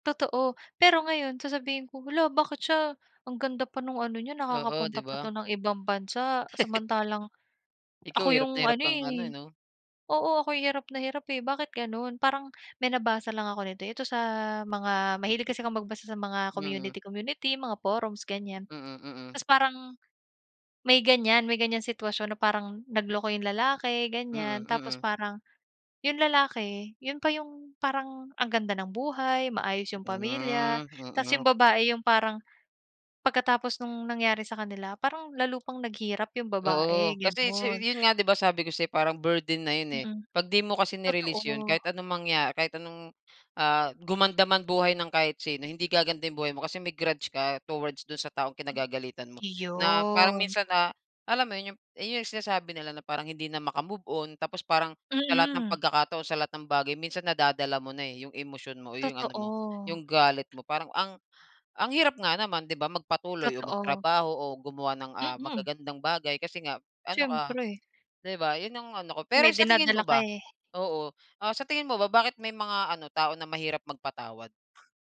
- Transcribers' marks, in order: laugh
- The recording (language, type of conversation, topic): Filipino, unstructured, Ano ang palagay mo tungkol sa pagpapatawad sa taong nagkamali?